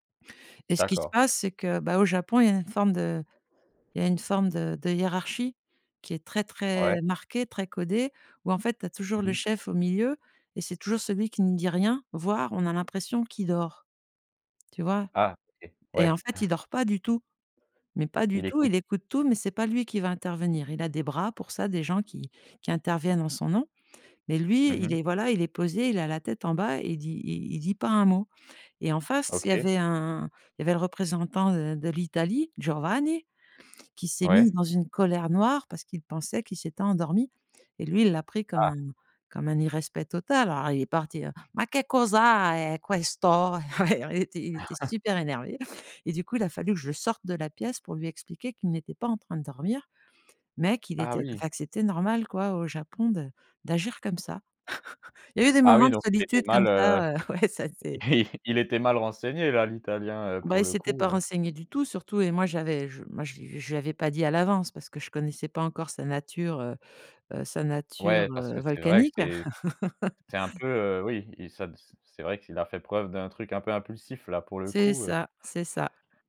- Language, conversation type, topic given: French, podcast, Comment intégrer quelqu’un de nouveau dans un groupe ?
- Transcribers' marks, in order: chuckle; put-on voice: "Giovanni"; put-on voice: "Ma que causa e questo !"; chuckle; chuckle; laughing while speaking: "Ouais, ça, c'est"; laughing while speaking: "il"; laugh